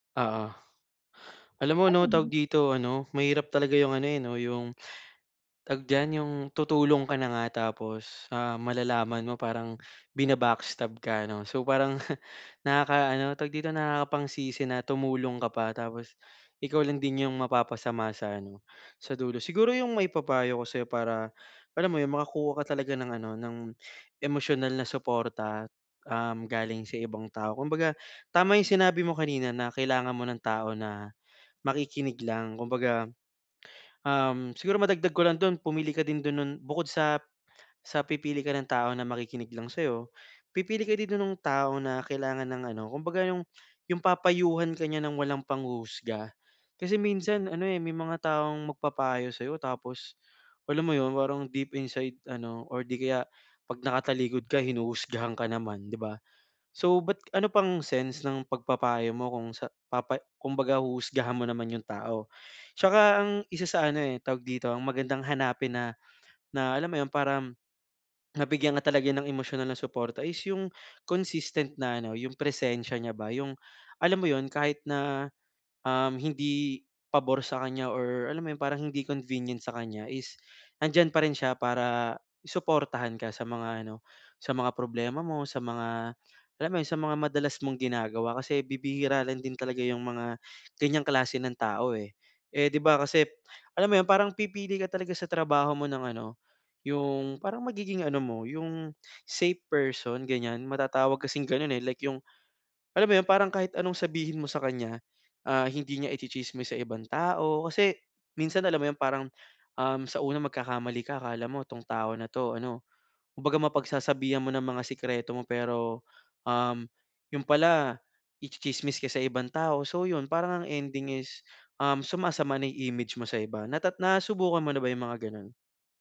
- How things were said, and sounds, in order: scoff; other background noise; "para" said as "param"
- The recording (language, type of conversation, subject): Filipino, advice, Paano ako makakahanap ng emosyonal na suporta kapag paulit-ulit ang gawi ko?